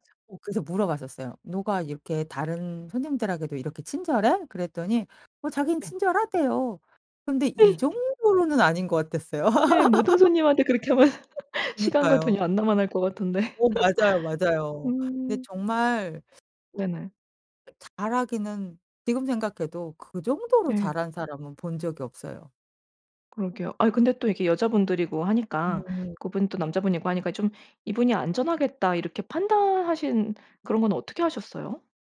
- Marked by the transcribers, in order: laugh; laugh; laugh; laugh; other background noise; tapping
- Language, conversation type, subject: Korean, podcast, 뜻밖의 친절을 받은 적이 있으신가요?